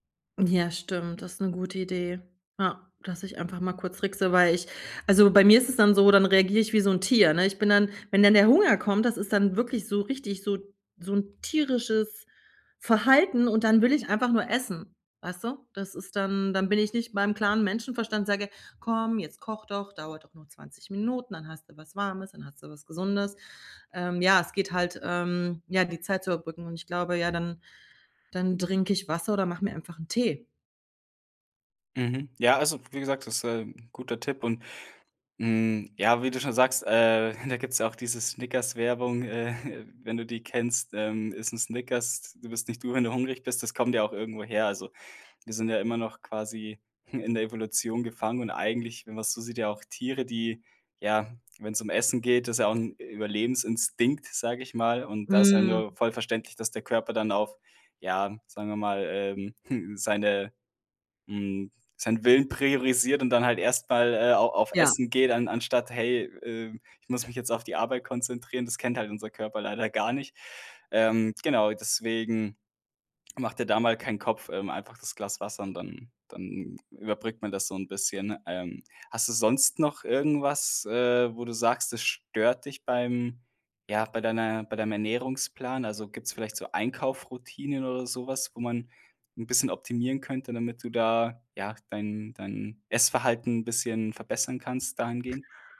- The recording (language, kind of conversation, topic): German, advice, Wie kann ich nach der Arbeit trotz Müdigkeit gesunde Mahlzeiten planen, ohne überfordert zu sein?
- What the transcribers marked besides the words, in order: put-on voice: "Komm, jetzt koch doch. Dauert … du was Gesundes"; chuckle; chuckle; chuckle; chuckle